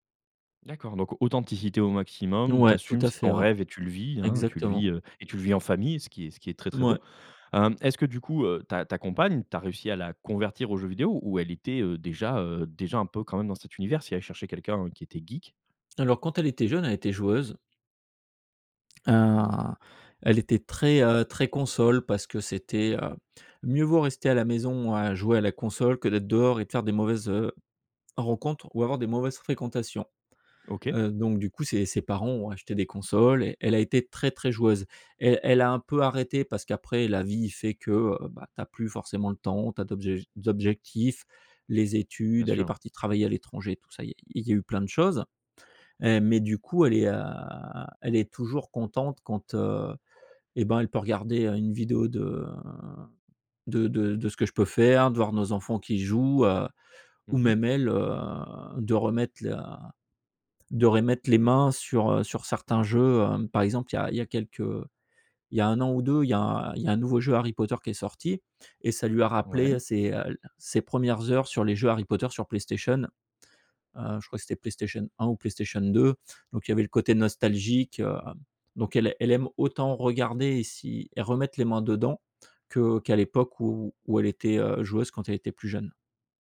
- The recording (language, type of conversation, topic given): French, podcast, Comment rester authentique lorsque vous exposez votre travail ?
- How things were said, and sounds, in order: drawn out: "hein"; drawn out: "heu"; drawn out: "de"; drawn out: "heu"